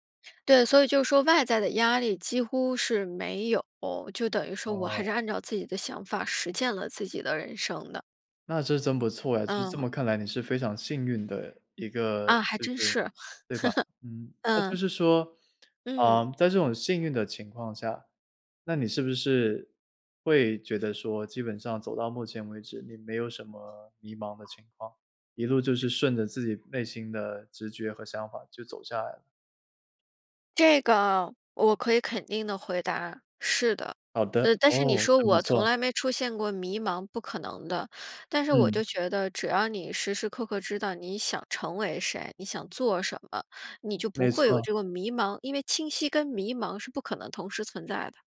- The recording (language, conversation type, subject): Chinese, podcast, 你认为该如何找到自己的人生方向？
- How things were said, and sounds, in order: chuckle; other noise